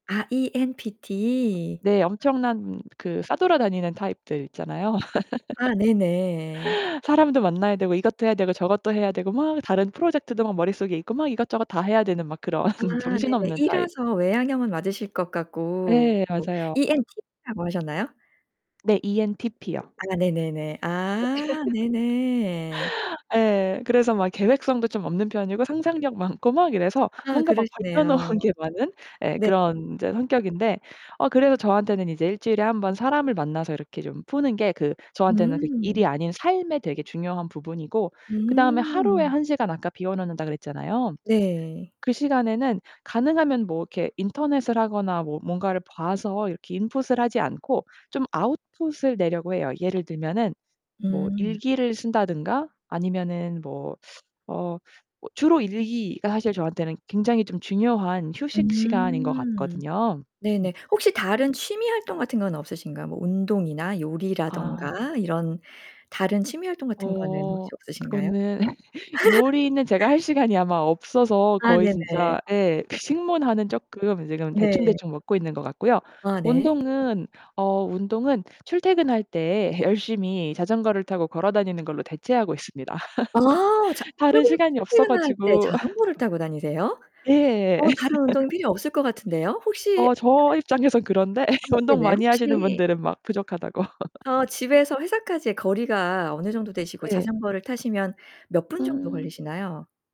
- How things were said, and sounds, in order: laugh; laughing while speaking: "그런"; distorted speech; tapping; laugh; laughing while speaking: "놓은 게"; other background noise; laugh; laugh; laugh; laugh; laugh; laugh; laugh
- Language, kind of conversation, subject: Korean, podcast, 일과 삶의 균형을 어떻게 유지하고 계신가요?